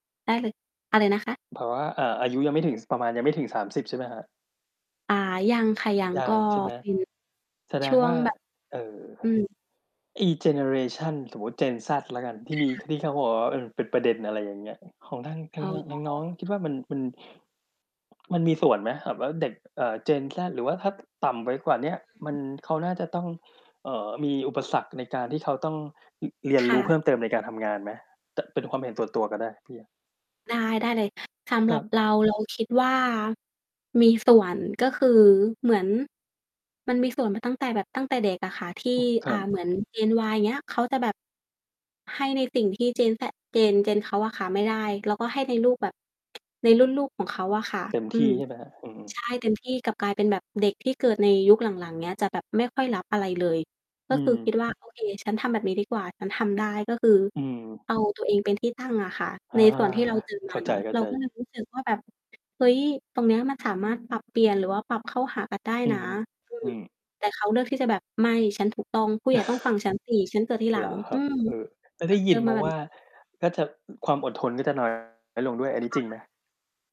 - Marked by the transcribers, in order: tapping; other background noise; distorted speech; mechanical hum; static; chuckle
- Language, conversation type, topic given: Thai, unstructured, ถ้าคุณมีโอกาสได้เรียนรู้ทักษะใหม่ คุณอยากเรียนรู้อะไร?